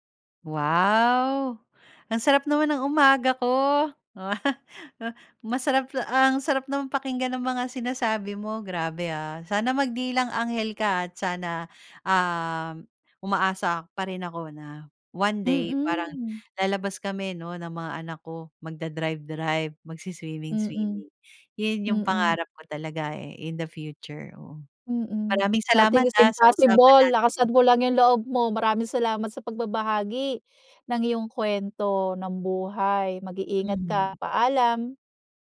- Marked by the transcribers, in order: drawn out: "Wow!"; laugh; in English: "Nothing is impossible"
- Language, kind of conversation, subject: Filipino, podcast, Ano ang pinakamalaking pagbabago na hinarap mo sa buhay mo?